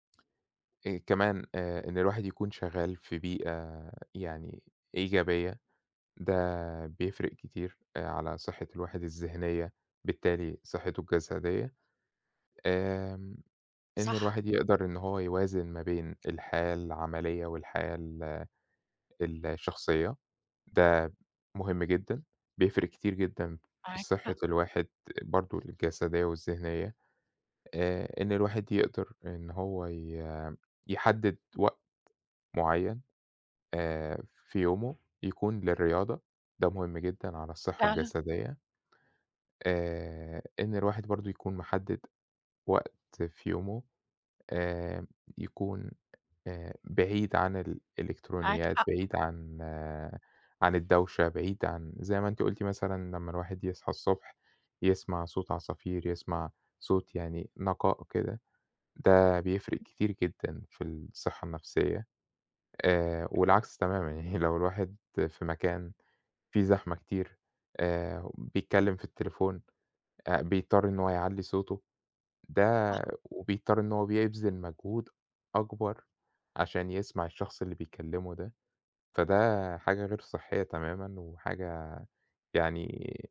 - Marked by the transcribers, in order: other background noise; tapping; laughing while speaking: "يعني"
- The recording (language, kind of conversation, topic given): Arabic, unstructured, إزاي بتحافظ على صحتك الجسدية كل يوم؟
- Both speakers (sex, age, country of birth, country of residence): female, 40-44, Egypt, Portugal; male, 30-34, Egypt, Spain